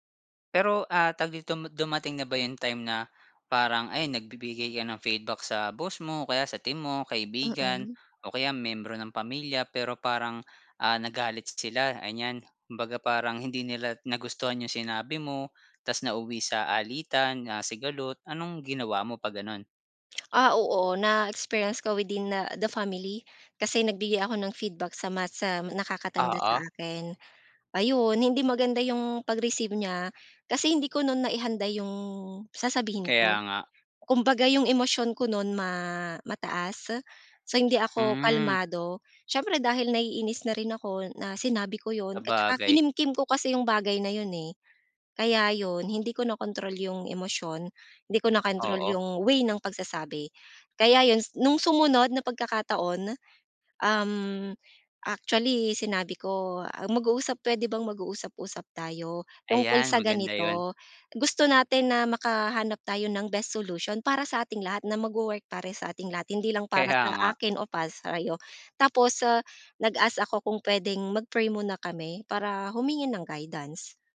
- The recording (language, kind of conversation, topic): Filipino, podcast, Paano ka nagbibigay ng puna nang hindi nasasaktan ang loob ng kausap?
- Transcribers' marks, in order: tongue click; in English: "best solution"; laughing while speaking: "Kaya"